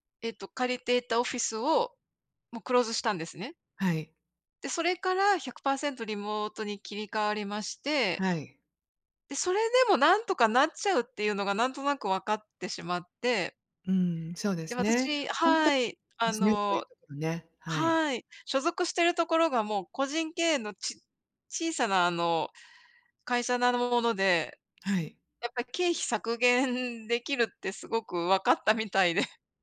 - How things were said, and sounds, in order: none
- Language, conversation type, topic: Japanese, unstructured, 理想の職場環境はどんな場所ですか？